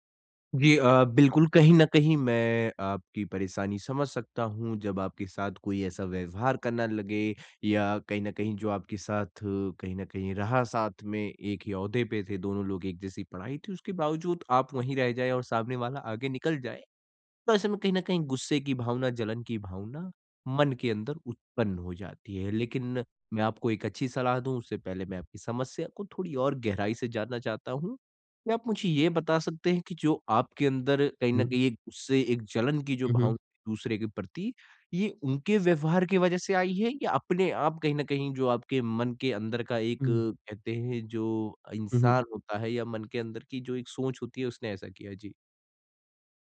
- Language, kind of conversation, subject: Hindi, advice, दूसरों की सफलता से मेरा आत्म-सम्मान क्यों गिरता है?
- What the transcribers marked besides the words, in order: none